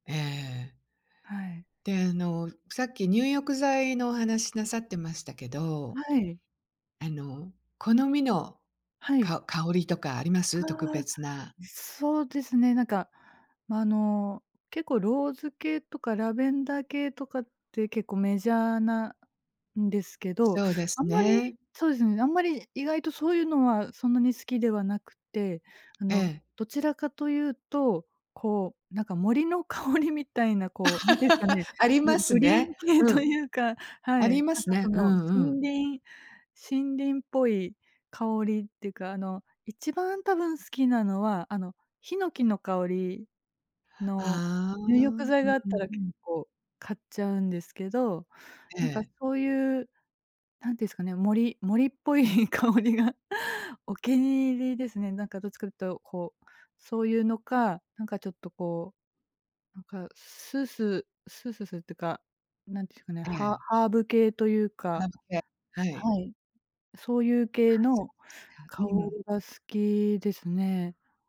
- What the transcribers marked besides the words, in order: tapping; laugh; laughing while speaking: "香りが"
- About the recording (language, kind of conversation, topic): Japanese, podcast, お風呂でリラックスするためのコツはありますか？